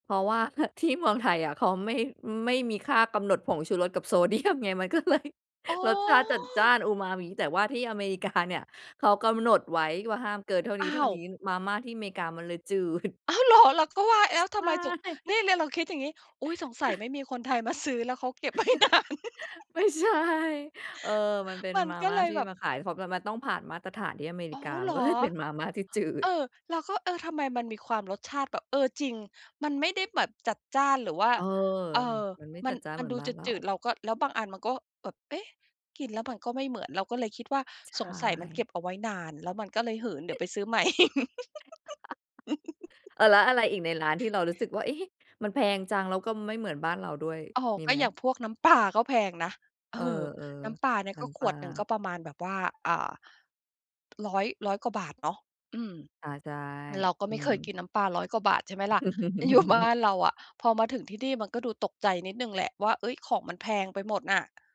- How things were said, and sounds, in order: laughing while speaking: "เดียม"; laughing while speaking: "ก็เลย"; surprised: "อ๋อ"; other background noise; chuckle; laugh; laughing while speaking: "ไม่ใช่"; laughing while speaking: "ไว้นาน"; laugh; laughing while speaking: "เลยเป็นมาม่าที่จืด"; chuckle; laugh; tapping; laugh
- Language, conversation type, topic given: Thai, podcast, การปรับตัวในที่ใหม่ คุณทำยังไงให้รอด?